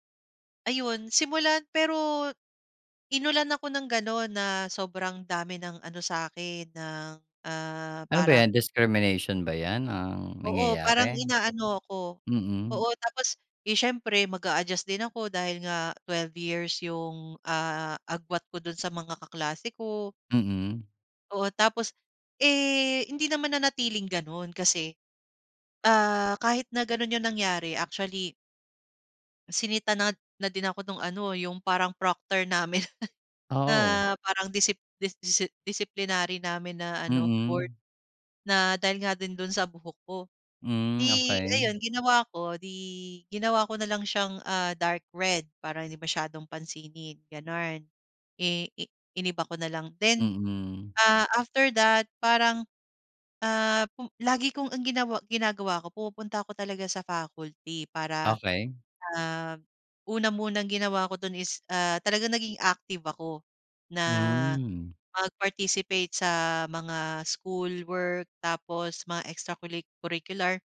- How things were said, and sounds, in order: chuckle
- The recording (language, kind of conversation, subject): Filipino, podcast, Puwede mo bang ikuwento kung paano nagsimula ang paglalakbay mo sa pag-aaral?